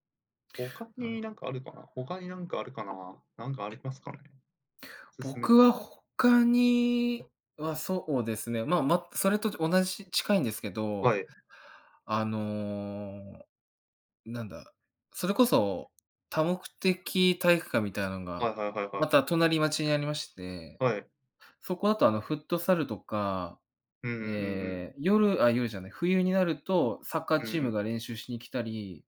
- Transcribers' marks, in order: none
- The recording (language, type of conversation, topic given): Japanese, unstructured, 地域のおすすめスポットはどこですか？